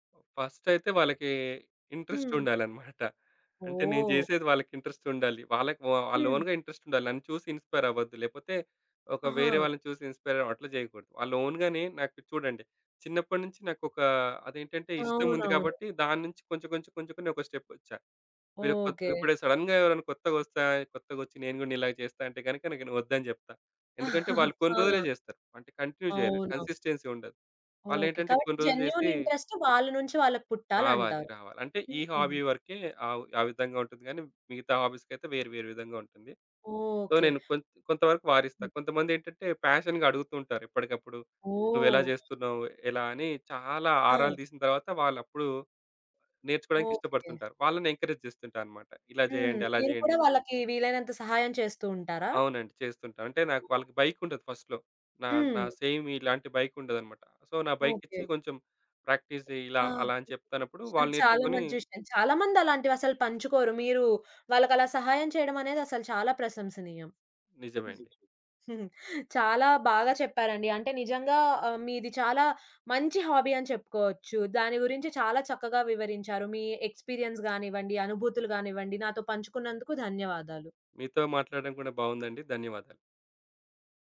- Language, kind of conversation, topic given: Telugu, podcast, మీరు ఎక్కువ సమయం కేటాయించే హాబీ ఏది?
- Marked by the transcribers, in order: other background noise; in English: "ఓన్‌గా"; in English: "ఇన్‌స్పైర్"; in English: "ఇన్‌స్పైర్"; in English: "ఓన్‌గానే"; in English: "సడెన్‌గా"; chuckle; in English: "కంటిన్యూ"; in English: "కన్సిస్టెన్సీ"; in English: "జెన్యూన్ ఇంట్రెస్ట్"; in English: "హాబీ"; in English: "హాబీస్‌కైతే"; in English: "సో"; in English: "పాషన్‌గా"; in English: "ఎంకరేజ్"; in English: "ఫస్ట్‌లో"; in English: "సేమ్"; in English: "సో"; in English: "ప్రాక్టీస్"; giggle; in English: "హాబీ"; in English: "ఎక్స్‌పీరియన్స్"